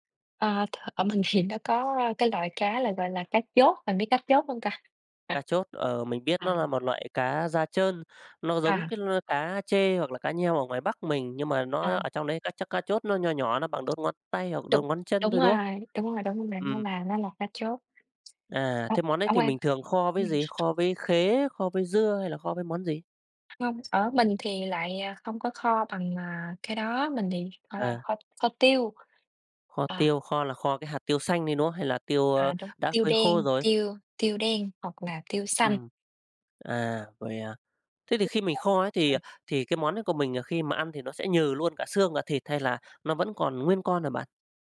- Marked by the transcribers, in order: unintelligible speech; other background noise; unintelligible speech; tapping; unintelligible speech; unintelligible speech
- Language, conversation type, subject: Vietnamese, unstructured, Bạn có kỷ niệm nào gắn liền với bữa cơm gia đình không?